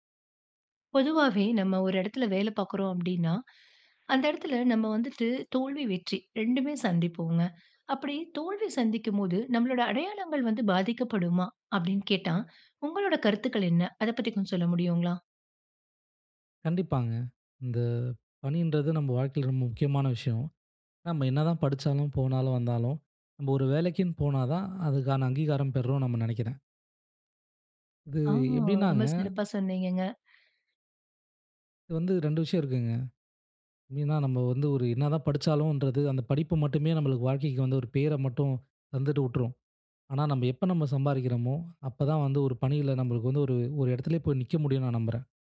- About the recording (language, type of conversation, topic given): Tamil, podcast, பணியில் தோல்வி ஏற்பட்டால் உங்கள் அடையாளம் பாதிக்கப்படுமா?
- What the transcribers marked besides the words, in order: other background noise